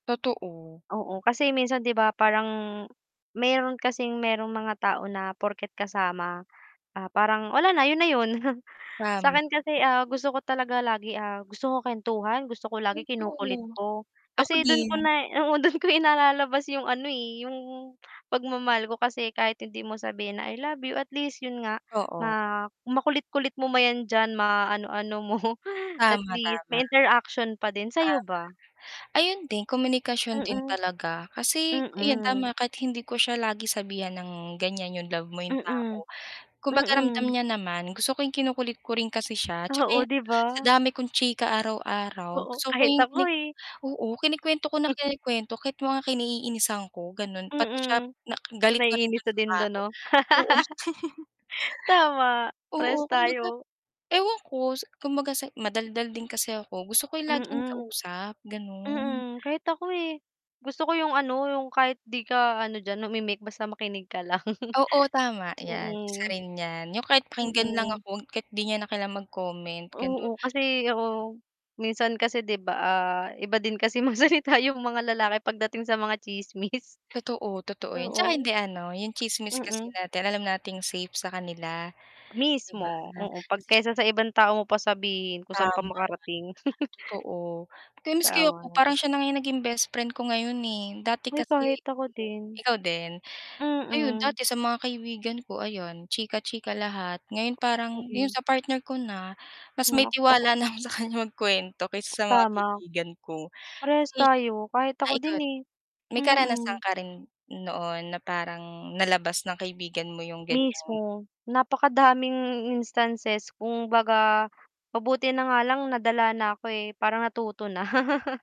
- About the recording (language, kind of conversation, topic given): Filipino, unstructured, Paano mo ipinapakita ang pagmamahal sa isang tao?
- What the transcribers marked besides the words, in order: breath; scoff; unintelligible speech; chuckle; breath; chuckle; laugh; chuckle; unintelligible speech; static; distorted speech; chuckle; laughing while speaking: "magsalita"; scoff; unintelligible speech; chuckle; scoff; chuckle